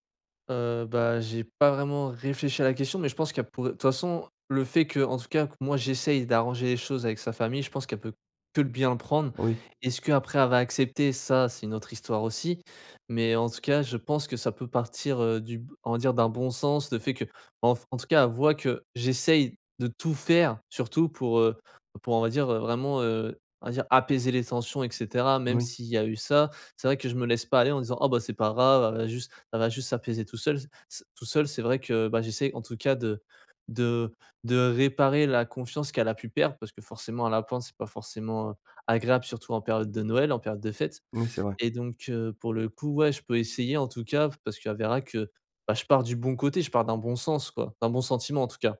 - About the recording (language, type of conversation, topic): French, advice, Comment puis-je m’excuser sincèrement après une dispute ?
- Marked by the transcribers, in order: none